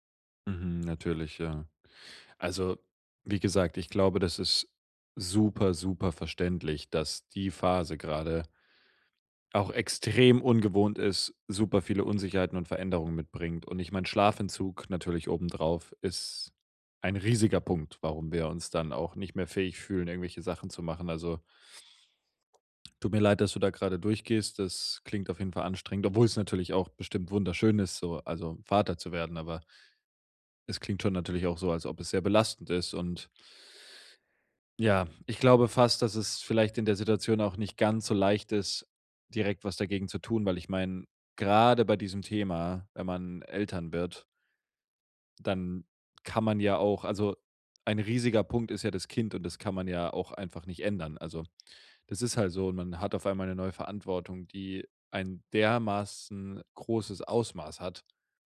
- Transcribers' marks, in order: stressed: "extrem"; stressed: "grade"; stressed: "dermaßen"
- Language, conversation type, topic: German, advice, Wie kann ich trotz Unsicherheit eine tägliche Routine aufbauen?